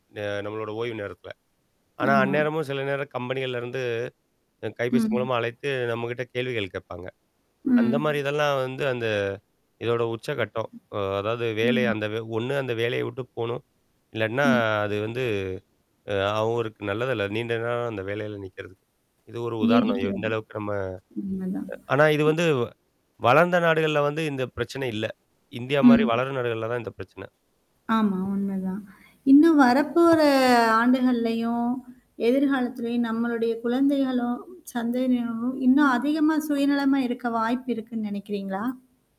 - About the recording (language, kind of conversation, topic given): Tamil, podcast, வேலைக்கும் தனிப்பட்ட வாழ்க்கைக்கும் சமநிலையை காக்க எளிய வழிகள் என்ன?
- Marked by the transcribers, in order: tapping; other background noise; other noise; mechanical hum